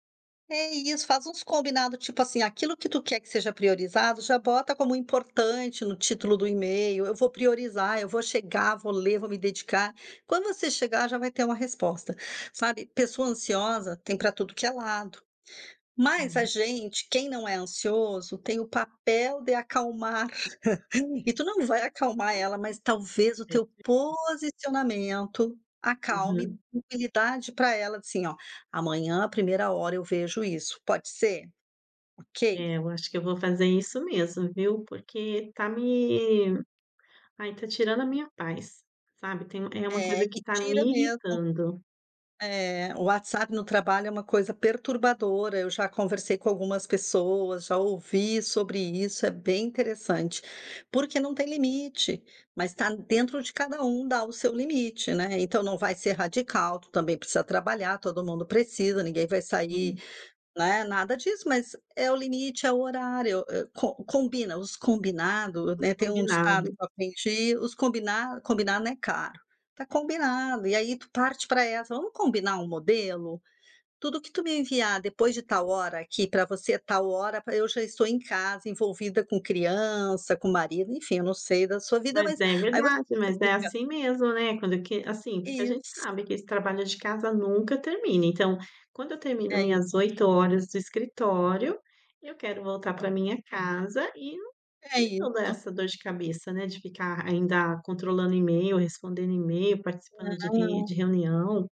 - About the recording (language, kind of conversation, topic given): Portuguese, advice, Como posso definir limites para e-mails e horas extras?
- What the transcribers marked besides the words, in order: other background noise; unintelligible speech; laugh; unintelligible speech; tapping